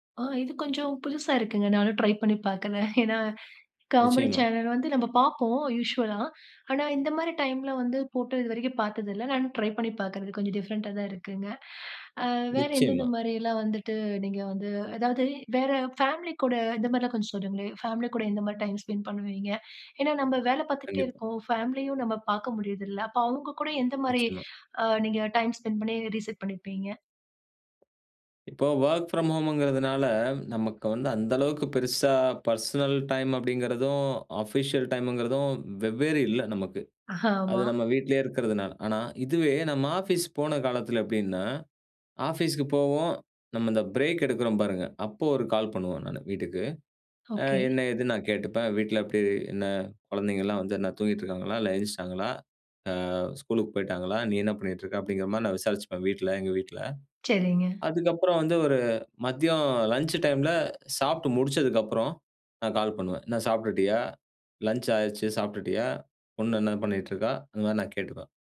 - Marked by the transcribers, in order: in English: "ட்ரை"; laughing while speaking: "பண்ணி பார்க்கறேன்"; in English: "யூஷுவலா"; in English: "டைம்ல"; in English: "ட்ரை"; in English: "டிஃப்ரெண்ட்டா"; in English: "டைம் ஸ்பெண்ட்"; other background noise; in English: "டைம் ஸ்பென்ட்"; in English: "ரீசெட்"; in English: "வொர்க் ஃப்ராம் ஹோம்"; in English: "பர்சனல்"; in English: "ஆஃபிஷியல்"; laughing while speaking: "ஆமா"; "எழுந்துருச்சுட்டாங்களா" said as "எந்த்ருச்டாங்களா"
- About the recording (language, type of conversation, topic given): Tamil, podcast, சிறிய இடைவெளிகளை தினசரியில் பயன்படுத்தி மனதை மீண்டும் சீரமைப்பது எப்படி?